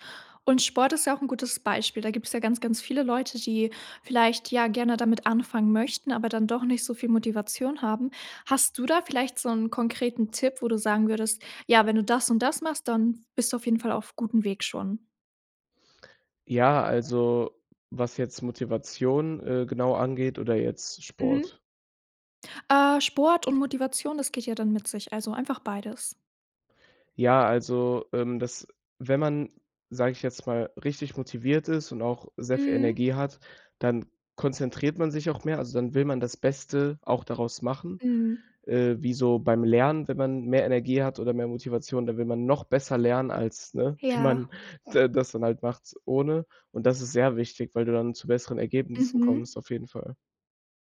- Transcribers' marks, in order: laughing while speaking: "Wie man"
- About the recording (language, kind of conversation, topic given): German, podcast, Was tust du, wenn dir die Motivation fehlt?